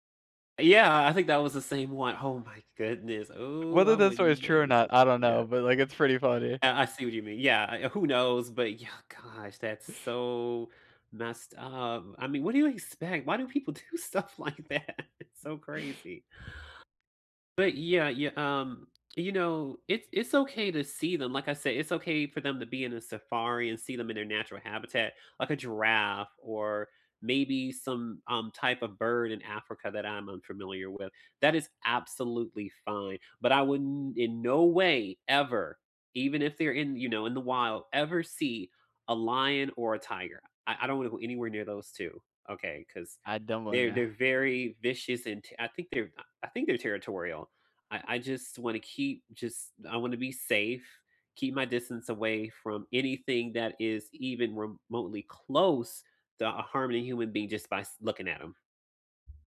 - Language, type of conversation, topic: English, unstructured, What do you think about using animals for entertainment?
- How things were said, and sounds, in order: other background noise; unintelligible speech; drawn out: "so"; laughing while speaking: "do stuff like that?"; stressed: "close"